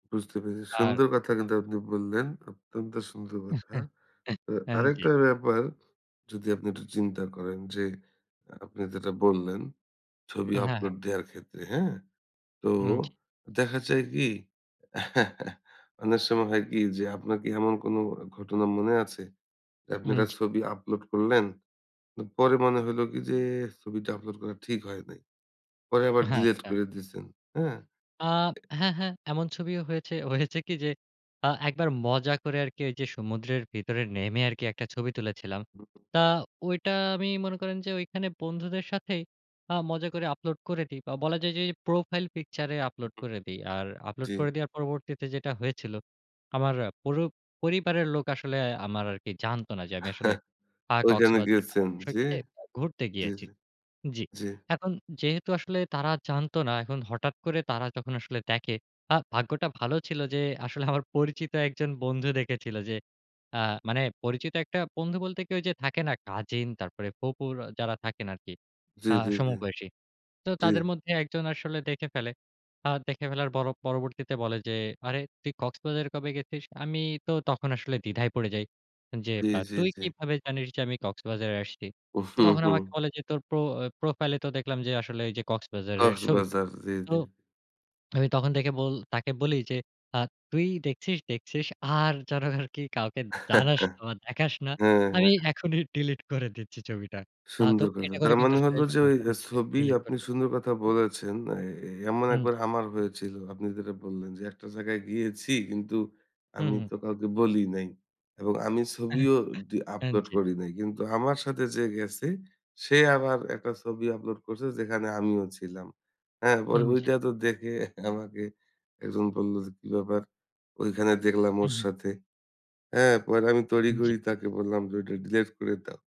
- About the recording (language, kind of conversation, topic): Bengali, podcast, সামাজিক যোগাযোগমাধ্যমে ছবি আপলোড করার আগে আপনি কতটা ভেবে দেখেন?
- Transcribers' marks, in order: chuckle; chuckle; laugh